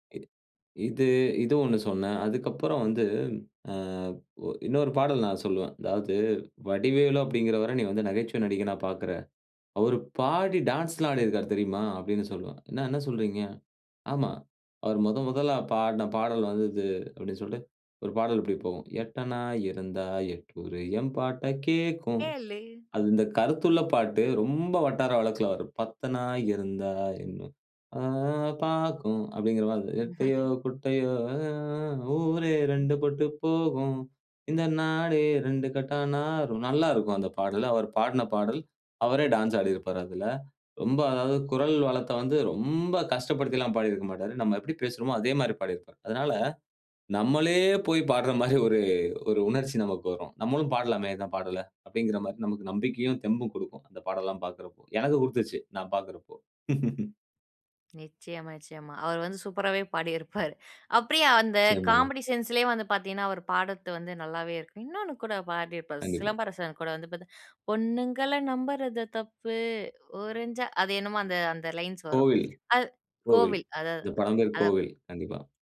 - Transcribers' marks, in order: surprised: "வடிவேலு அப்பிடீங்கிறவர, நீ வந்து நகைச்சுவை … என்ன, என்ன சொல்கிறீங்க?"; singing: "எட்டனா இருந்தா எட்டூரு எம்பாட்ட கேட்கும் … இந்த நாடே ரெண்டுங்கெட்டானாகும்"; chuckle; other noise; laughing while speaking: "பாடுற மாரி"; laugh; laughing while speaking: "பாடிருப்பாரு"; unintelligible speech; in English: "காமெடி சென்ஸ்"; singing: "பொண்ணுங்கள நம்பறது தப்பு. ஒரஞ்சா"
- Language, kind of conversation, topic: Tamil, podcast, பழைய ஹிட் பாடலுக்கு புதிய கேட்போர்களை எப்படிக் கவர முடியும்?